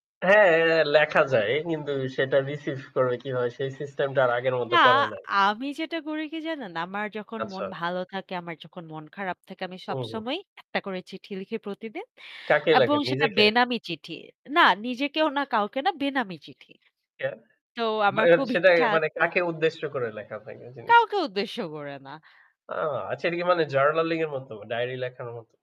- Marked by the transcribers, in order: static; other background noise; lip smack
- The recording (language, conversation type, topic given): Bengali, unstructured, আপনার প্রিয় গানের ধরন কী, এবং কেন?